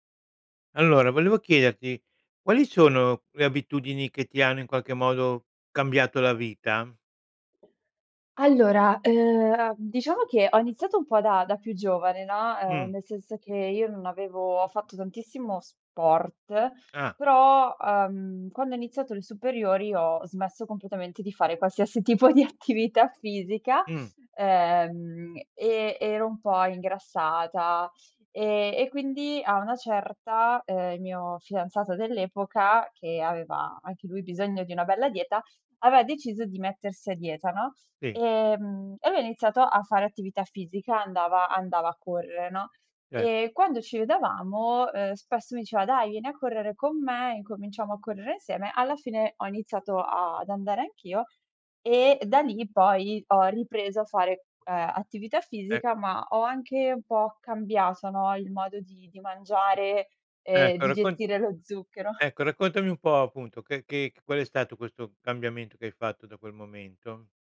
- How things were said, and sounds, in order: other background noise; laughing while speaking: "di attività"
- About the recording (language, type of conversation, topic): Italian, podcast, Quali abitudini ti hanno cambiato davvero la vita?